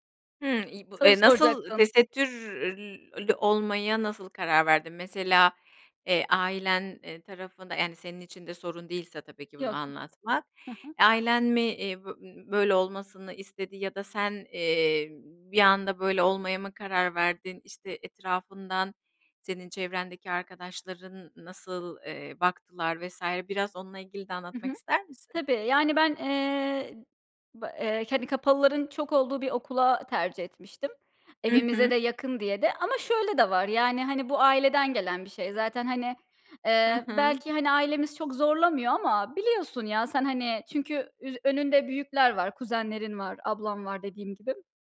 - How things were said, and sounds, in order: other background noise
- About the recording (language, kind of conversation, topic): Turkish, podcast, Tarzın zaman içinde nasıl değişti ve neden böyle oldu?